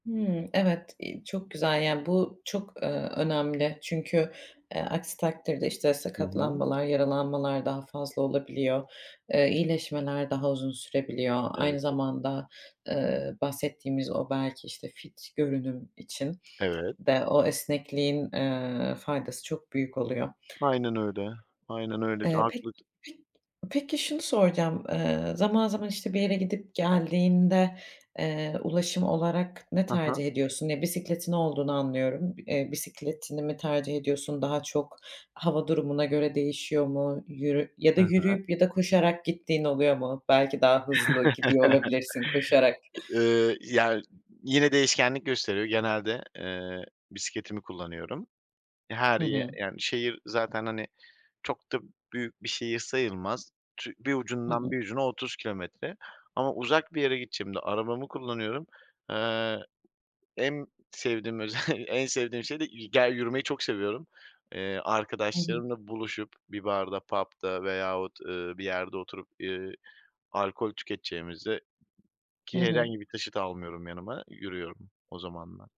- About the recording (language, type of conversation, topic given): Turkish, podcast, Hareketi hayatına nasıl entegre ediyorsun?
- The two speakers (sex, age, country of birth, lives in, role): female, 25-29, Turkey, Italy, host; male, 25-29, Turkey, Poland, guest
- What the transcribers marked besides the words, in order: inhale; chuckle; chuckle; in English: "pub'da"